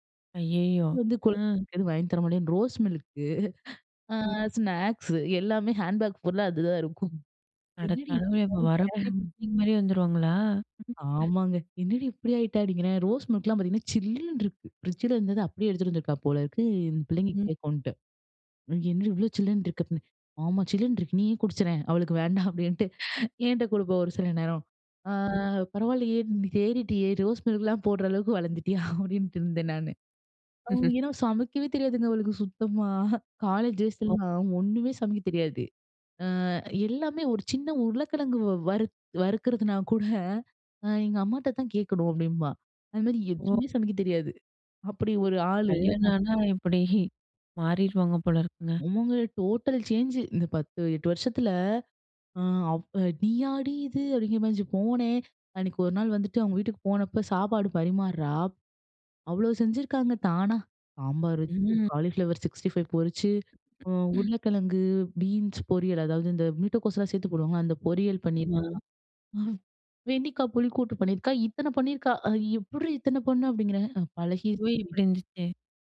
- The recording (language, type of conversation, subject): Tamil, podcast, தூரம் இருந்தாலும் நட்பு நீடிக்க என்ன வழிகள் உண்டு?
- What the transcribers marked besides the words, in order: chuckle; unintelligible speech; in English: "பிக்னிக்"; other noise; chuckle; chuckle; chuckle